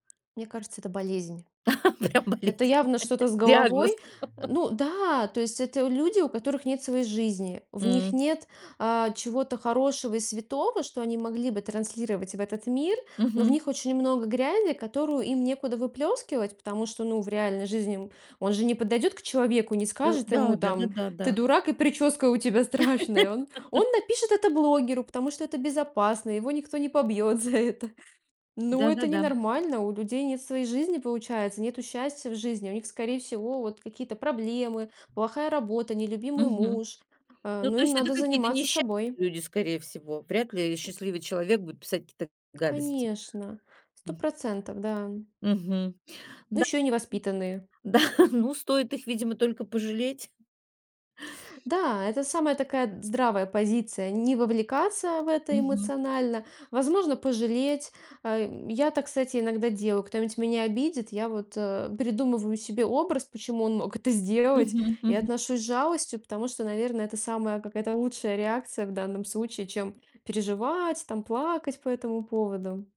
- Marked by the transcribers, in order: tapping; other background noise; chuckle; laughing while speaking: "Прям болезнь!"; laugh; laughing while speaking: "страшная"; laugh; laughing while speaking: "за это"; laughing while speaking: "Да"
- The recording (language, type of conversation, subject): Russian, podcast, Как лучше реагировать на плохие комментарии и троллей?